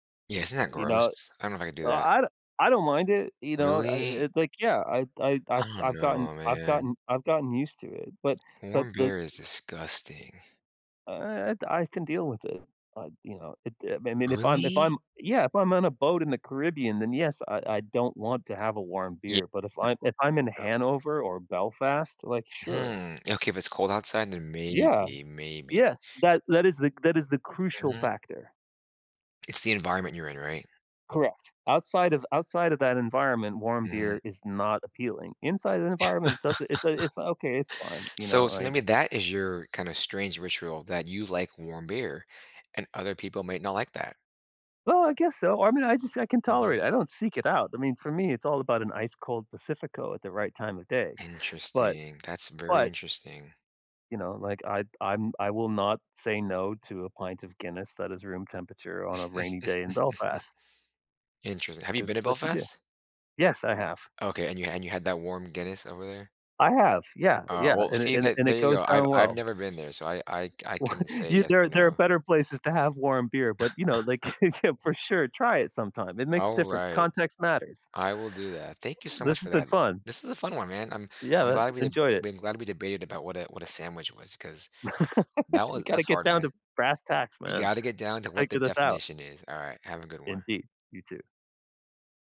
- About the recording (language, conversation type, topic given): English, unstructured, How should I handle my surprising little food rituals around others?
- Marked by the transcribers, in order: door; unintelligible speech; laugh; chuckle; laughing while speaking: "What?"; chuckle; laugh